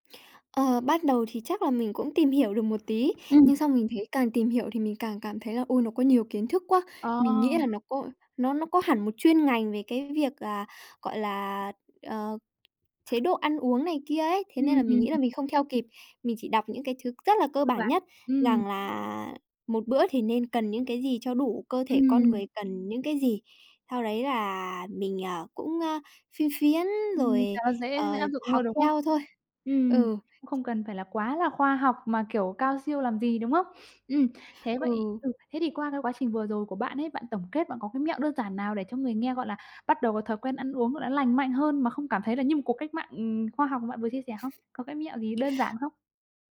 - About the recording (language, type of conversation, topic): Vietnamese, podcast, Bạn có thể chia sẻ về thói quen ăn uống lành mạnh của bạn không?
- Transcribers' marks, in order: other background noise; tapping